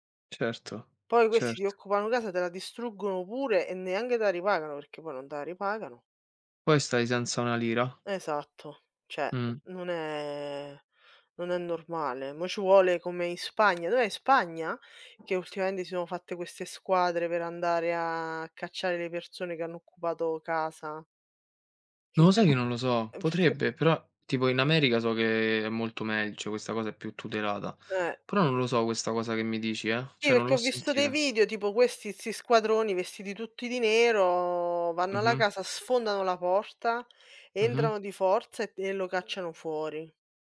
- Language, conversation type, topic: Italian, unstructured, Qual è la cosa più triste che il denaro ti abbia mai causato?
- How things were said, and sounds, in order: "cioè" said as "ceh"; tapping; "ultimamente" said as "ultimamende"; unintelligible speech; "cioè" said as "ceh"